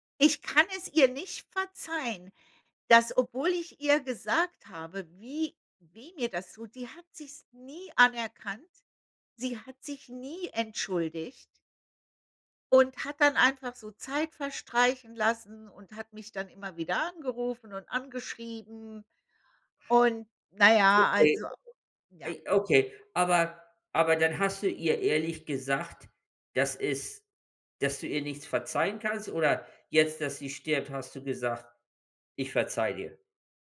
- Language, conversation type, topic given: German, unstructured, Wie kann man Vertrauen in einer Beziehung aufbauen?
- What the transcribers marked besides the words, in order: other background noise